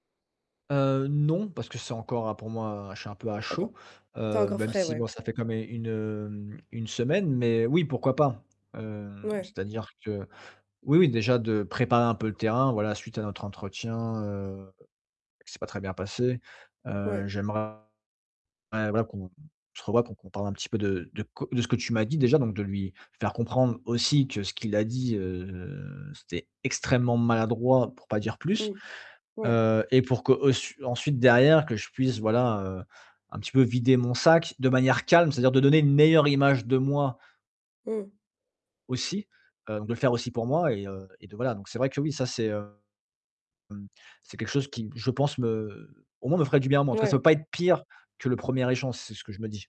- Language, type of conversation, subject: French, advice, Comment puis-je arrêter de ruminer et commencer à agir ?
- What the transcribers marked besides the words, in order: static; distorted speech; stressed: "extrêmement"; tapping; stressed: "pire"